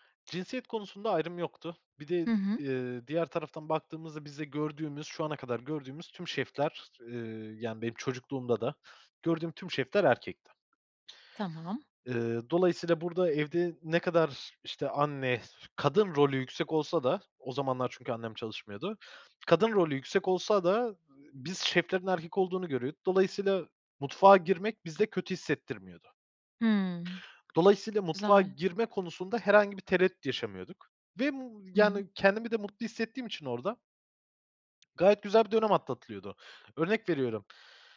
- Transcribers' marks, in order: tapping
- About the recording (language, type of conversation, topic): Turkish, podcast, Aile yemekleri kimliğini nasıl etkiledi sence?